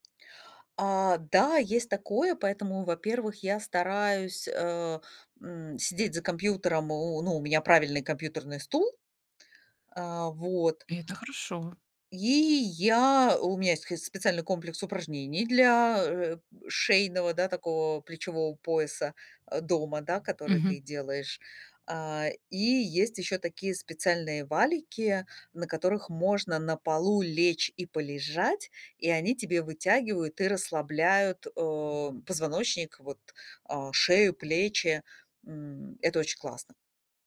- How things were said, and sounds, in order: other background noise; tapping
- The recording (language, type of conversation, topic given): Russian, podcast, Что для тебя значит цифровой детокс и как ты его проводишь?